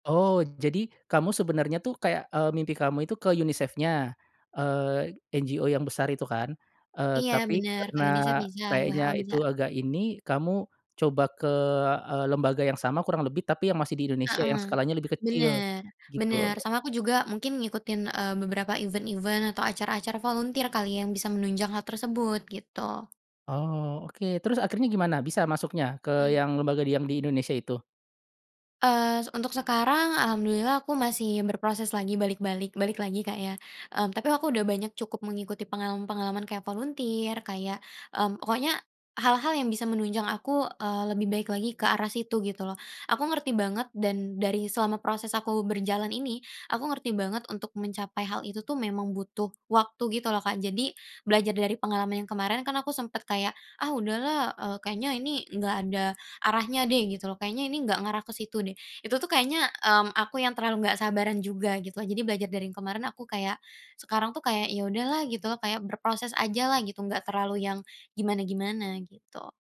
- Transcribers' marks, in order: in English: "NGO"; in English: "event-event"; tapping
- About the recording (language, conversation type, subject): Indonesian, podcast, Bagaimana kamu menghadapi rasa takut saat ingin mengubah arah hidup?